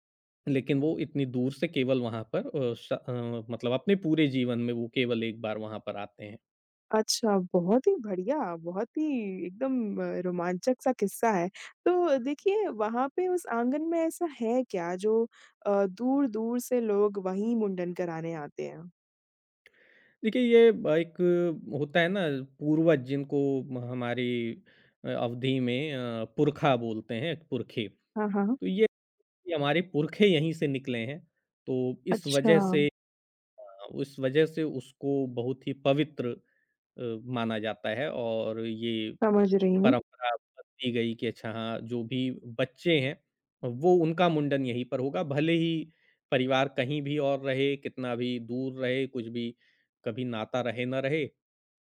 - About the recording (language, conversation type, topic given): Hindi, podcast, आपके परिवार की सबसे यादगार परंपरा कौन-सी है?
- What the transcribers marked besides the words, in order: none